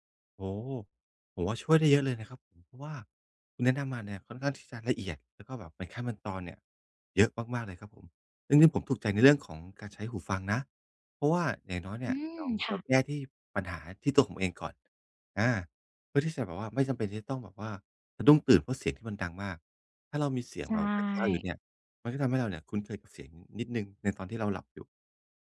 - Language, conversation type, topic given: Thai, advice, พักผ่อนอยู่บ้านแต่ยังรู้สึกเครียด ควรทำอย่างไรให้ผ่อนคลายได้บ้าง?
- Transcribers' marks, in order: tapping; other background noise